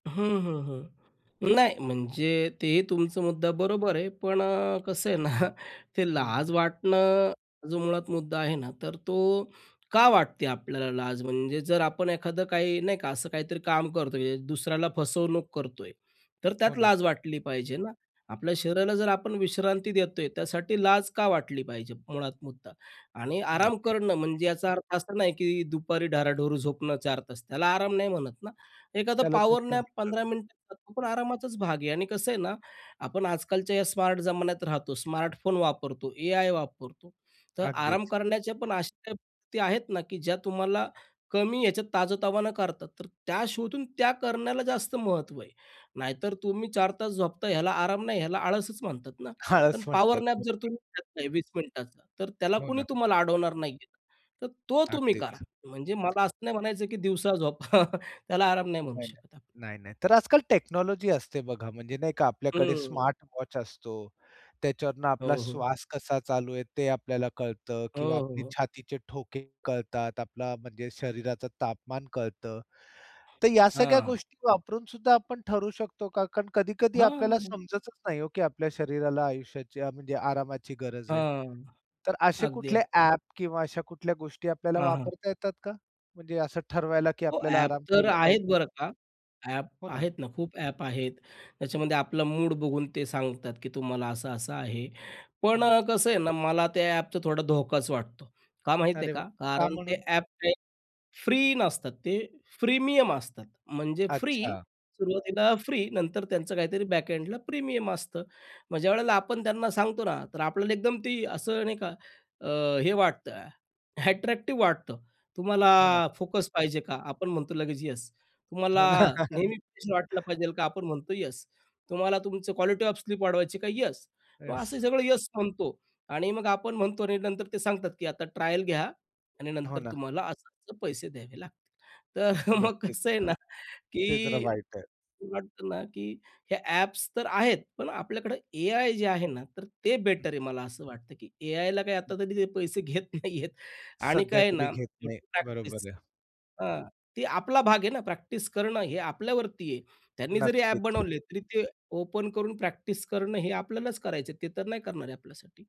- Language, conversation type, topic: Marathi, podcast, आराम करताना दोषी वाटू नये यासाठी तुम्ही काय करता?
- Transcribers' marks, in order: other background noise; chuckle; tapping; other noise; chuckle; in English: "टेक्नॉलॉजी"; in English: "बॅकअँडला प्रीमियम"; chuckle; in English: "फ्रेश"; chuckle; in English: "क्वालिटी ऑफ स्लीप"; laughing while speaking: "तर मग कसं आहे ना"; laughing while speaking: "घेत नाहीयेत"; in English: "ओपन"